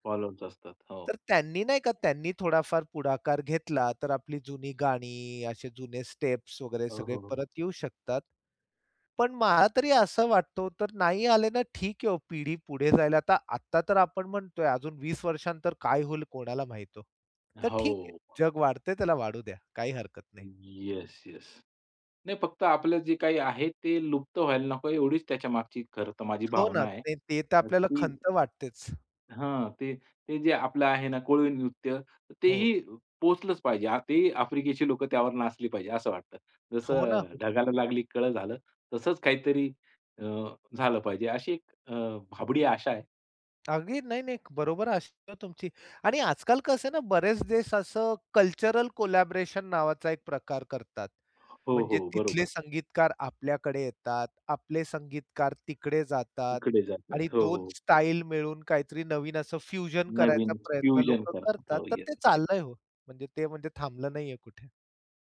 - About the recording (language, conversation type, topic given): Marathi, podcast, नाचायला लावणारं एखादं जुने गाणं कोणतं आहे?
- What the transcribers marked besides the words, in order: in English: "स्टेप्स"; tapping; other background noise; in English: "कल्चरल कोलॅबोरेशन"; in English: "फ्युजन"; in English: "फ्युजन"